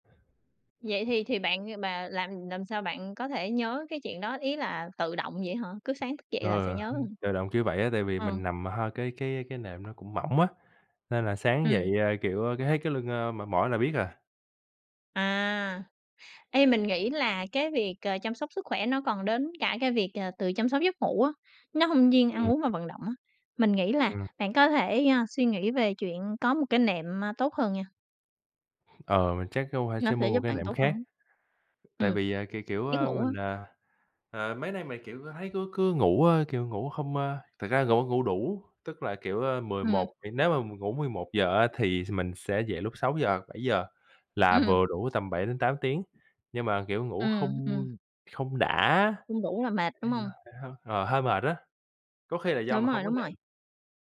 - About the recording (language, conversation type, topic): Vietnamese, unstructured, Bạn thường làm gì mỗi ngày để giữ sức khỏe?
- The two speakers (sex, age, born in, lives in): female, 30-34, Vietnam, Vietnam; male, 25-29, Vietnam, United States
- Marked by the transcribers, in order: tapping